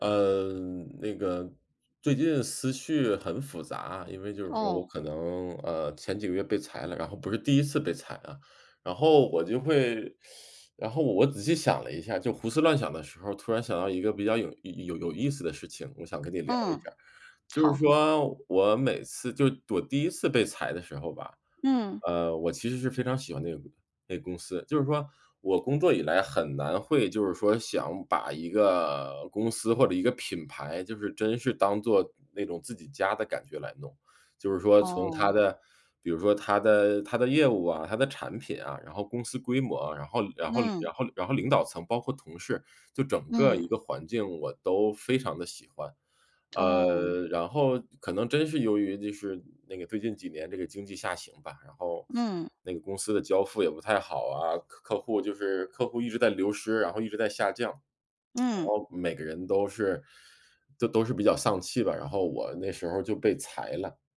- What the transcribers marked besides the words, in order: inhale; lip smack
- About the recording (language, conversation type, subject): Chinese, advice, 回到熟悉的场景时我总会被触发进入不良模式，该怎么办？
- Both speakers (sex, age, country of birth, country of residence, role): female, 50-54, China, United States, advisor; male, 40-44, China, United States, user